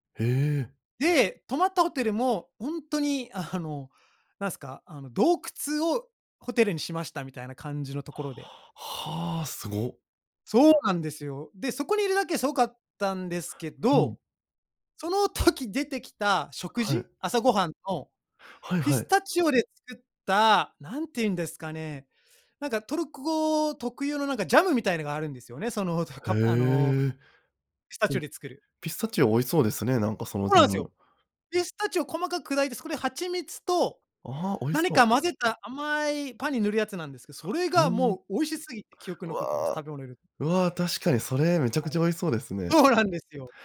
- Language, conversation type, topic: Japanese, podcast, 一番心に残っている旅のエピソードはどんなものでしたか？
- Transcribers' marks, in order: none